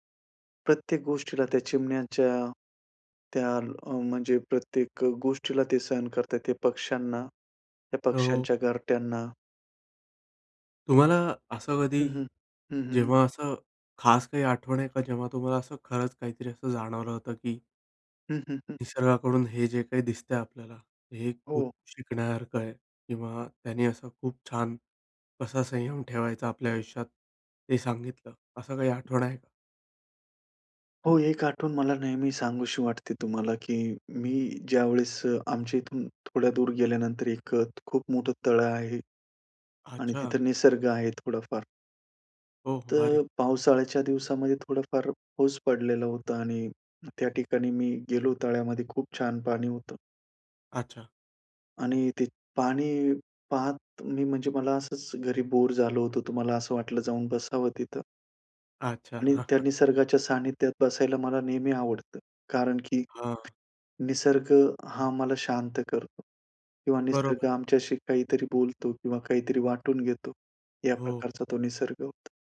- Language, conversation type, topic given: Marathi, podcast, निसर्गाकडून तुम्हाला संयम कसा शिकायला मिळाला?
- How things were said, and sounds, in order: other background noise; chuckle